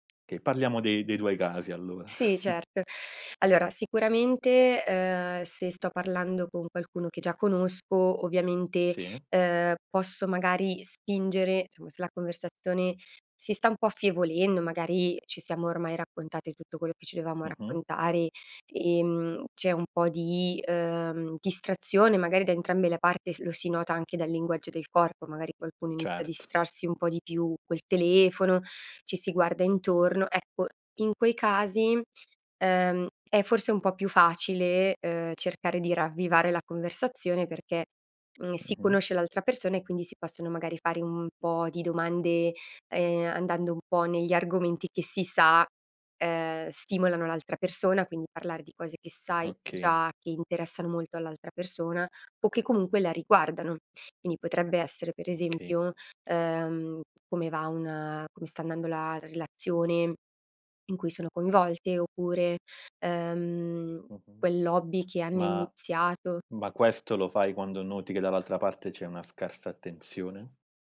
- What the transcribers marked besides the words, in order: "Okay" said as "kay"; "tuoi" said as "duoi"; chuckle; inhale; "insomma" said as "nsomma"; "quindi" said as "indi"
- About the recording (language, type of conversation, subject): Italian, podcast, Cosa fai per mantenere una conversazione interessante?